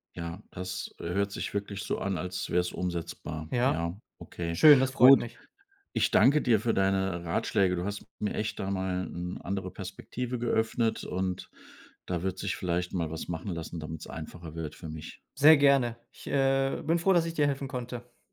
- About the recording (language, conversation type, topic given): German, advice, Was kann ich tun, wenn mich die Urlaubs- und Feiertagsplanung mit Freunden stresst?
- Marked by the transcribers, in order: none